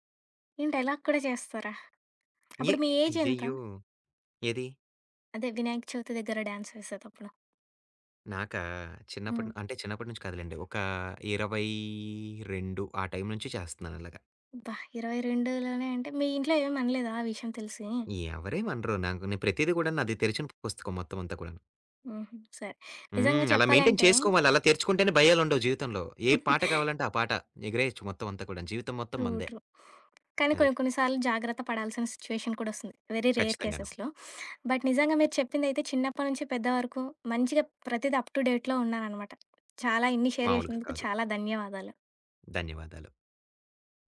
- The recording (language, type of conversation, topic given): Telugu, podcast, కొత్త పాటలను సాధారణంగా మీరు ఎక్కడి నుంచి కనుగొంటారు?
- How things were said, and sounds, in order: tapping; in English: "డాన్స్"; in English: "మెయింటైన్"; other background noise; giggle; in English: "ట్రూ. ట్రూ"; in English: "సిట్యుయేషన్"; in English: "వెరీ రేర్ కేస్‌లో. బట్"; sniff; in English: "అప్ టూ డేట్‌లో"; in English: "షేర్"